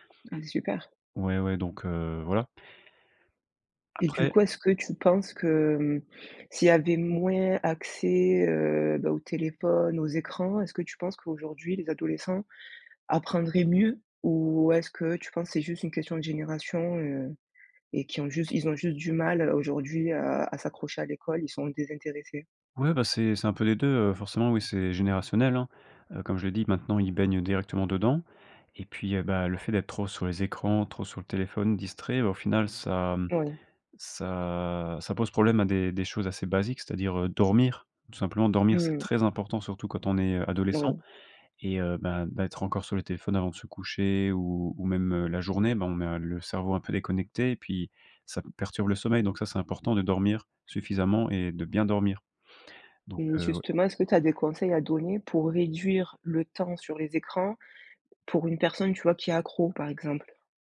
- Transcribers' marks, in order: stressed: "très"
- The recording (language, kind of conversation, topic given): French, podcast, Quel conseil donnerais-tu à un ado qui veut mieux apprendre ?